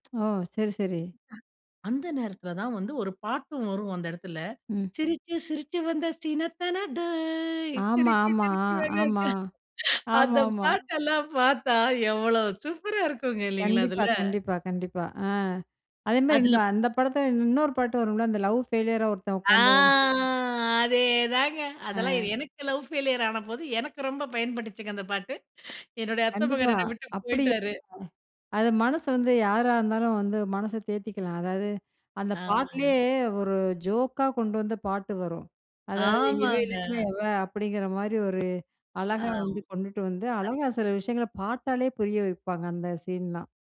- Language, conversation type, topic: Tamil, podcast, நீங்கள் மீண்டும் மீண்டும் பார்க்கும் பழைய படம் எது, அதை மீண்டும் பார்க்க வைக்கும் காரணம் என்ன?
- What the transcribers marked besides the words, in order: teeth sucking; other background noise; singing: "சிரிச்சி சிரிச்சி வந்தா சீனத்தான டோய், சிரிச்கி, சிரிச்கி மக க"; laughing while speaking: "சிரிச்கி, சிரிச்கி மக க அந்த பாட்டெல்லாம் பாத்தா, எவ்வளோ சூப்பரா இருக்கும், இல்லிங்களா? அதுல"; drawn out: "ஆ"; other noise